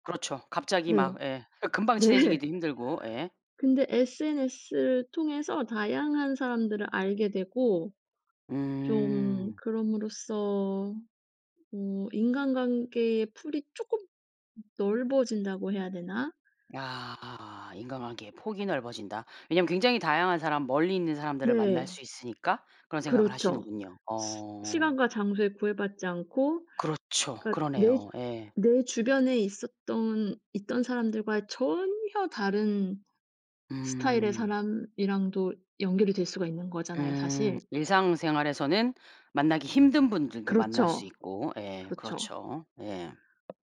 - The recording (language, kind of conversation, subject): Korean, podcast, SNS는 사람들 간의 연결에 어떤 영향을 준다고 보시나요?
- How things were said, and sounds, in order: laughing while speaking: "네"; other background noise; tapping